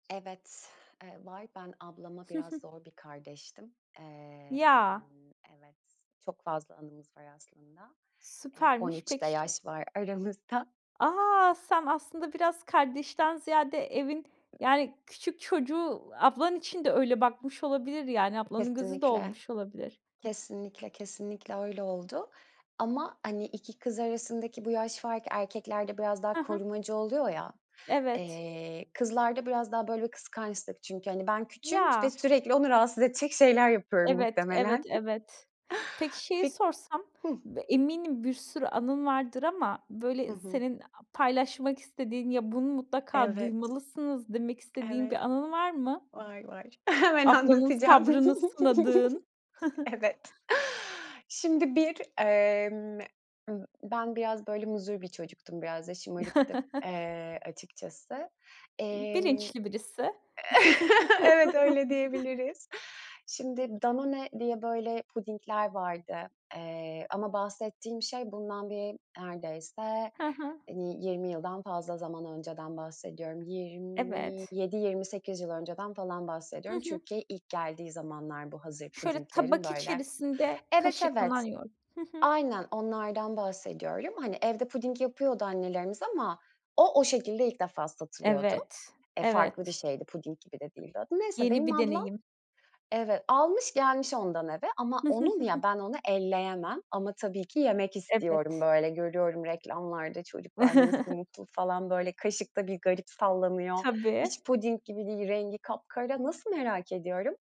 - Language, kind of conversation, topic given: Turkish, podcast, Kardeşliğinizle ilgili unutamadığınız bir anıyı paylaşır mısınız?
- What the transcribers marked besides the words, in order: other background noise; chuckle; laughing while speaking: "hemen anlatacağım"; laugh; chuckle; chuckle; unintelligible speech; chuckle; chuckle